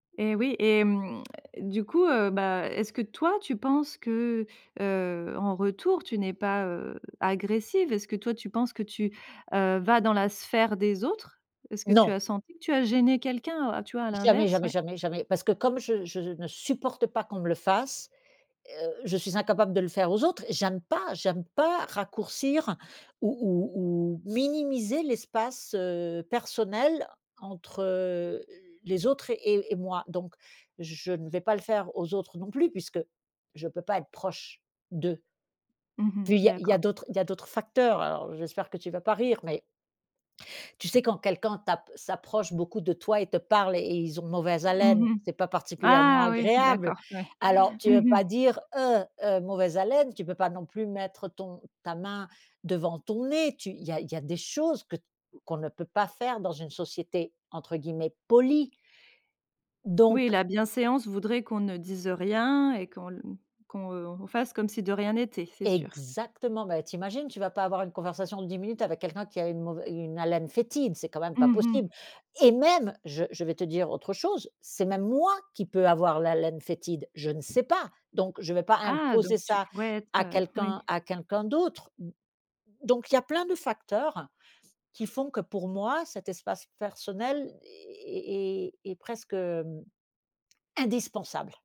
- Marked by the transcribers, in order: lip smack; stressed: "Non"; stressed: "Ah"; stressed: "agréable"; disgusted: "Heu !"; stressed: "nez"; stressed: "polie"; stressed: "fétide"; stressed: "même"; stressed: "moi"; other background noise; stressed: "pas"; stressed: "indispensable"
- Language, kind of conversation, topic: French, podcast, Que révèle notre espace personnel ?